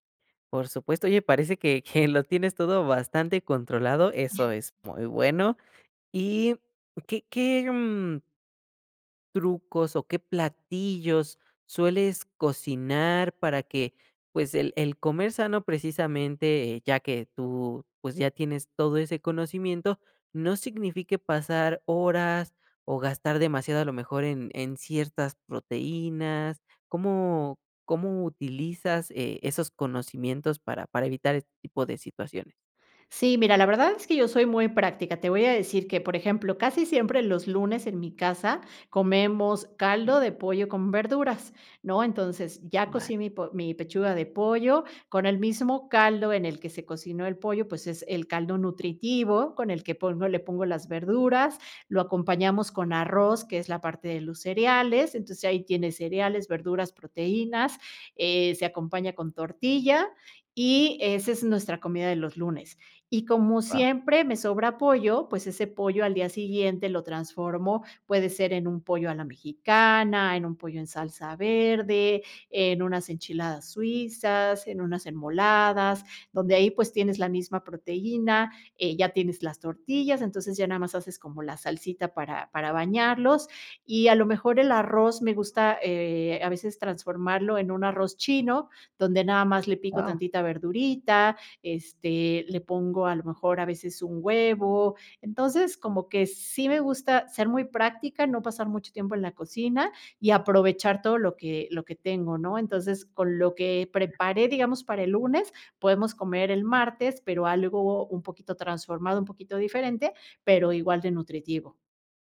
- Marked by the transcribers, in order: laughing while speaking: "que"; chuckle; other background noise
- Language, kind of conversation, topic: Spanish, podcast, ¿Cómo te organizas para comer más sano sin complicarte?